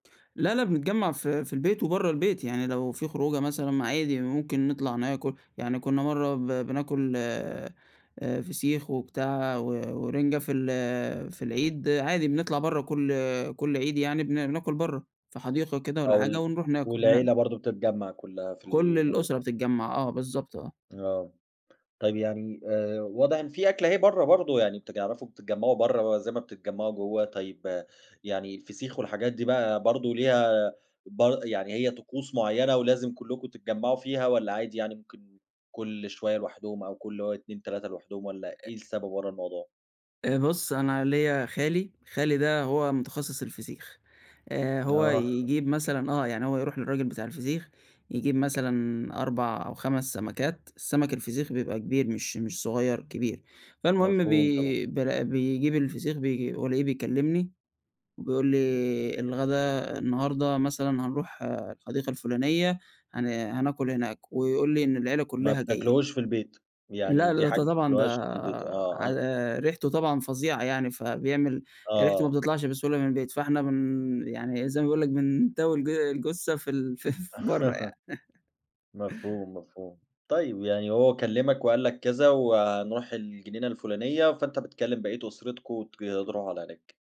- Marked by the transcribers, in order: tapping; "بتعرفوا" said as "بتجعرفوا"; laughing while speaking: "آه"; laugh; laughing while speaking: "ف"; laugh
- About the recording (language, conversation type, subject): Arabic, podcast, إيه الأكلة اللي بتحس إنها بتلمّ العيلة كلها؟